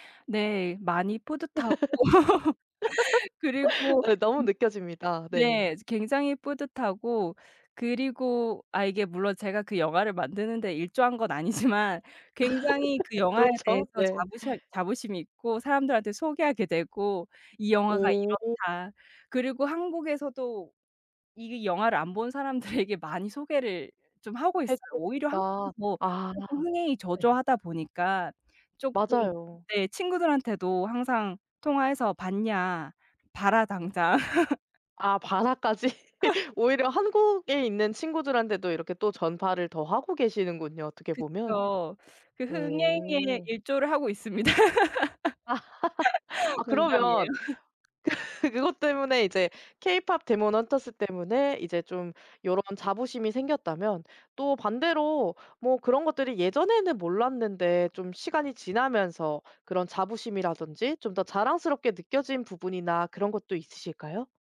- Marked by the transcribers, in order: laugh; other background noise; laughing while speaking: "아니지만"; laugh; laughing while speaking: "그렇죠"; laughing while speaking: "사람들에게"; laugh; laugh; laughing while speaking: "그"
- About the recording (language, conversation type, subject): Korean, podcast, 문화적 자부심을 느꼈던 순간을 말해줄래요?